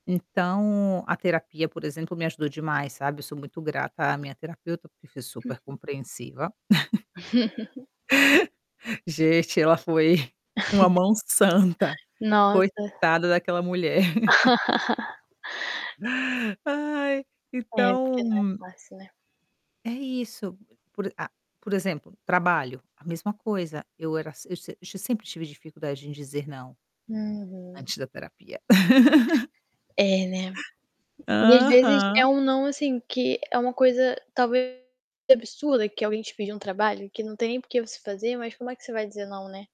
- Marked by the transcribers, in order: tapping; chuckle; chuckle; chuckle; static; distorted speech; other background noise; chuckle
- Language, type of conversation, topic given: Portuguese, podcast, Como lidar com a culpa ao estabelecer limites?